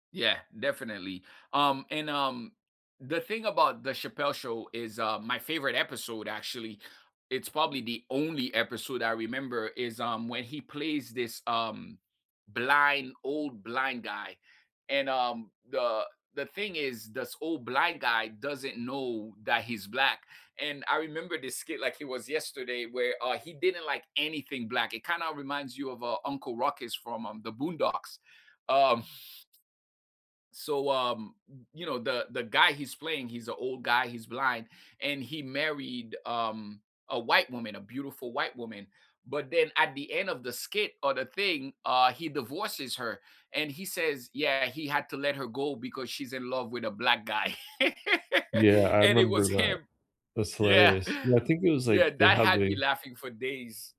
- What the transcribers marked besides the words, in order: laugh
- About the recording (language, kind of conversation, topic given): English, unstructured, Which comedy special made you laugh for days?
- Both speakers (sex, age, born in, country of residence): male, 40-44, South Korea, United States; male, 45-49, United States, United States